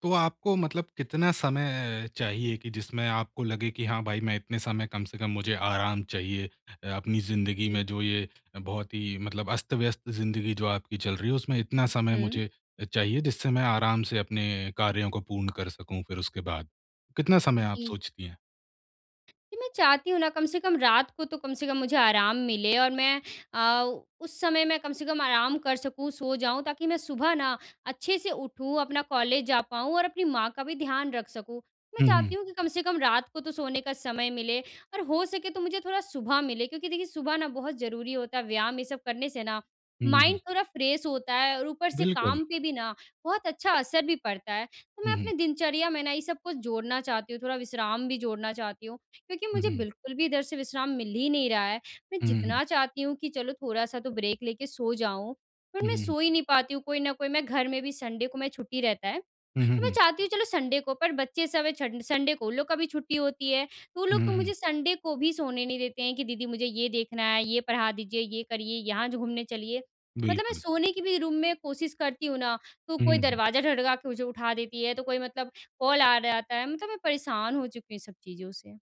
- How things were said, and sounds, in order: in English: "माइंड"; in English: "फ्रेश"; in English: "ब्रेक"; in English: "संडे"; in English: "संडे"; in English: "संडे"; in English: "संडे"; in English: "रूम"; in English: "कॉल"
- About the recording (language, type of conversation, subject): Hindi, advice, मैं अपनी रोज़मर्रा की दिनचर्या में नियमित आराम और विश्राम कैसे जोड़ूँ?